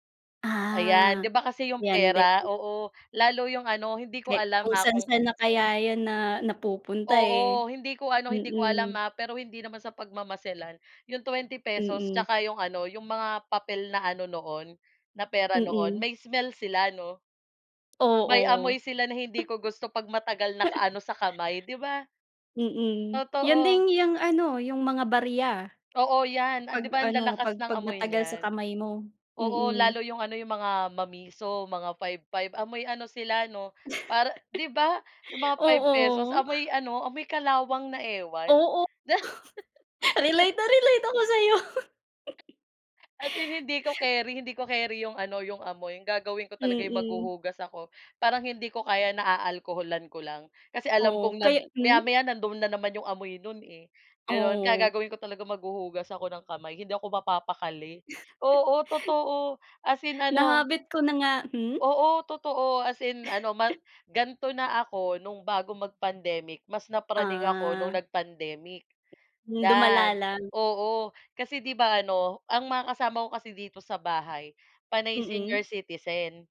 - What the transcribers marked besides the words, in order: chuckle; chuckle; chuckle; laughing while speaking: "Relate na relate ako sa'yo"; laugh; chuckle; chuckle; chuckle
- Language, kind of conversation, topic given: Filipino, unstructured, Ano ang palagay mo sa mga taong labis na mahilig maghugas ng kamay?